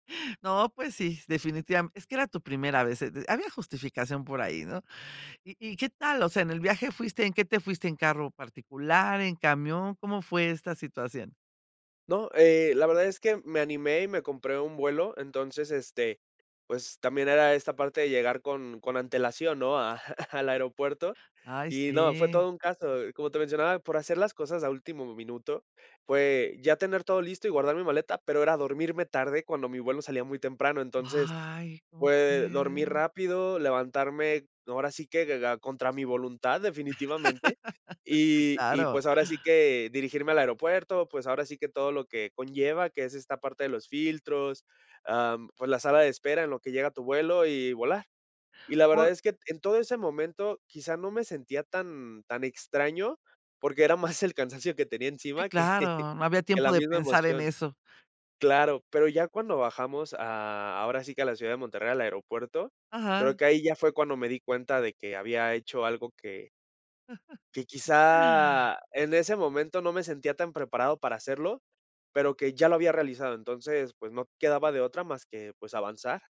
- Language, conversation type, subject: Spanish, podcast, ¿Cuál fue tu primer viaje en solitario y cómo te sentiste?
- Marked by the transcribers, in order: chuckle; unintelligible speech; laugh; laughing while speaking: "que"; laugh